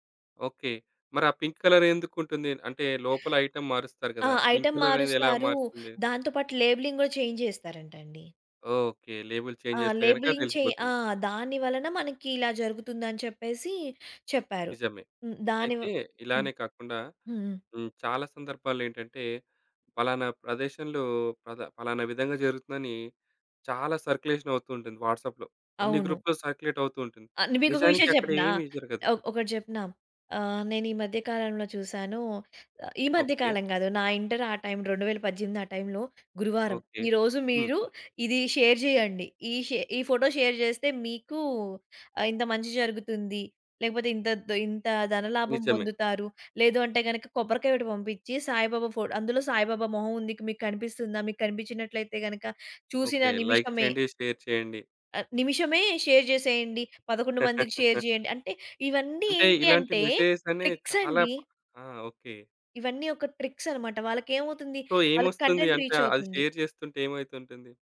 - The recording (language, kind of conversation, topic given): Telugu, podcast, ఫేక్ న్యూస్ కనిపిస్తే మీరు ఏమి చేయాలని అనుకుంటారు?
- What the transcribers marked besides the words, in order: in English: "పింక్"; in English: "ఐటెమ్"; in English: "ఐటెమ్"; in English: "పింక్"; in English: "లేబెలింగ్"; in English: "చేంజ్"; in English: "లేబెల్ చేంజ్"; in English: "లేబెలింగ్"; in English: "వాట్సాప్‌లో"; in English: "గ్రూపూలో"; in English: "షేర్"; in English: "షేర్"; in English: "లైక్"; in English: "షేర్"; in English: "షేర్"; chuckle; in English: "షేర్"; in English: "మెసేజ్‌స్"; in English: "సో"; in English: "కంటెంట్"; in English: "షేర్"